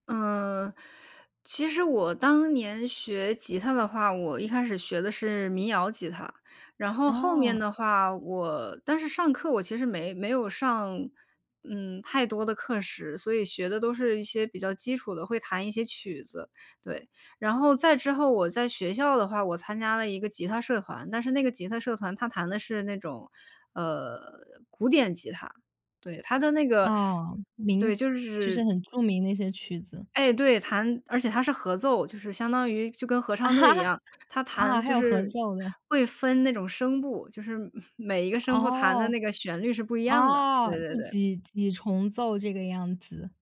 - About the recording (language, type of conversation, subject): Chinese, podcast, 你是如何把兴趣坚持成长期习惯的？
- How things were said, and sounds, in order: tapping; laughing while speaking: "啊！"